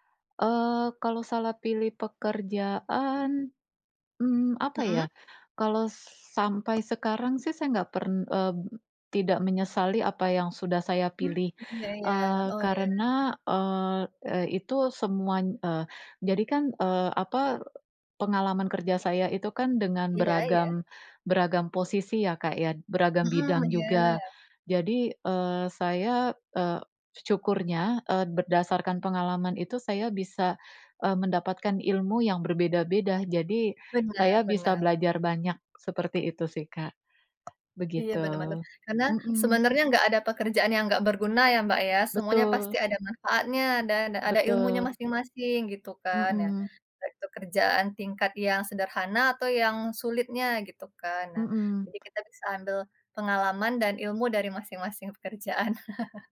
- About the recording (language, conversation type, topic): Indonesian, unstructured, Bagaimana cara kamu memilih pekerjaan yang paling cocok untukmu?
- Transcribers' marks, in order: tapping; other background noise; laughing while speaking: "pekerjaan"; chuckle